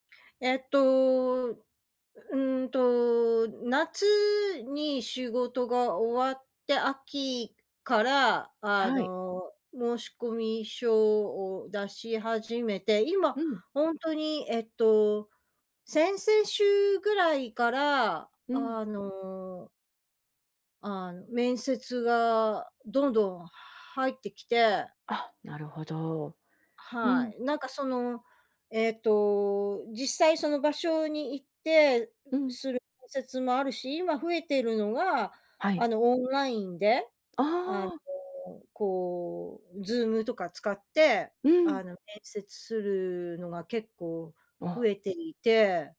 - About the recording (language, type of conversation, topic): Japanese, advice, 面接で条件交渉や待遇の提示に戸惑っているとき、どう対応すればよいですか？
- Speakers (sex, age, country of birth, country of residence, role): female, 35-39, Japan, Japan, advisor; female, 55-59, Japan, United States, user
- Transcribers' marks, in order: none